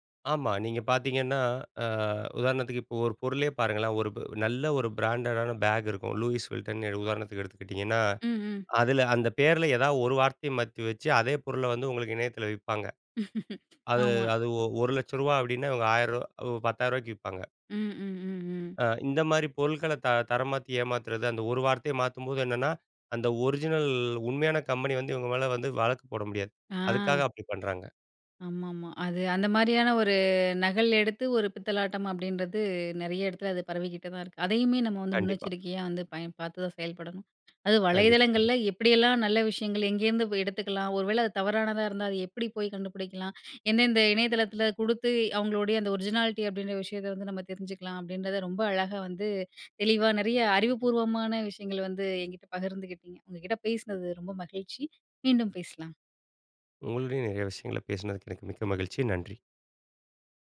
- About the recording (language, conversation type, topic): Tamil, podcast, வலைவளங்களிலிருந்து நம்பகமான தகவலை நீங்கள் எப்படித் தேர்ந்தெடுக்கிறீர்கள்?
- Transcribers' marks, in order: in English: "பிராண்டட்"; chuckle; other background noise; tapping; other noise; in English: "ஒரிஜினாலிட்டி"